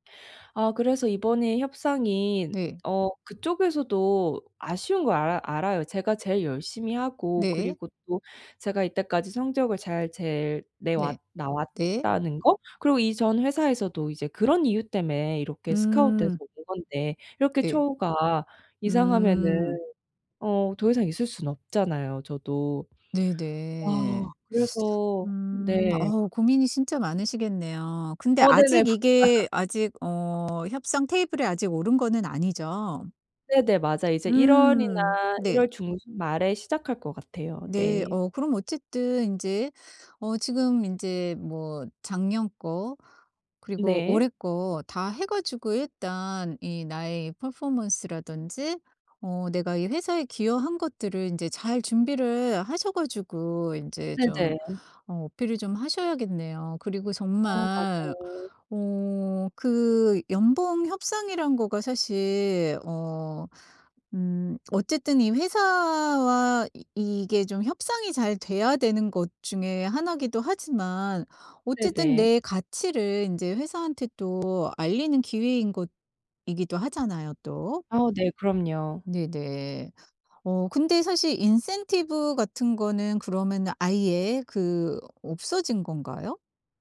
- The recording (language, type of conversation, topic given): Korean, advice, 연봉 협상을 앞두고 불안을 줄이면서 효과적으로 협상하려면 어떻게 준비해야 하나요?
- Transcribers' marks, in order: tapping; other background noise; teeth sucking; background speech; in English: "퍼포먼스"; in English: "인센티브"